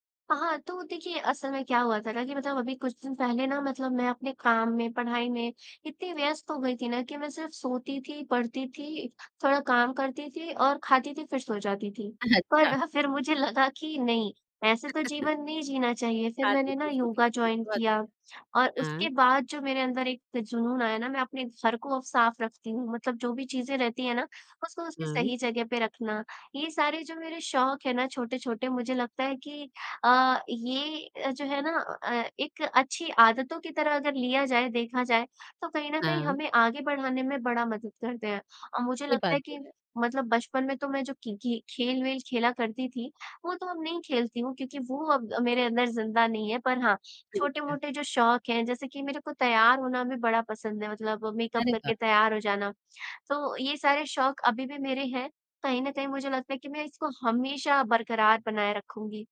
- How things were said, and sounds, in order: chuckle; in English: "जॉइन"; in English: "मेकअप"
- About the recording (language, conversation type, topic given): Hindi, podcast, बचपन का कोई शौक अभी भी ज़िंदा है क्या?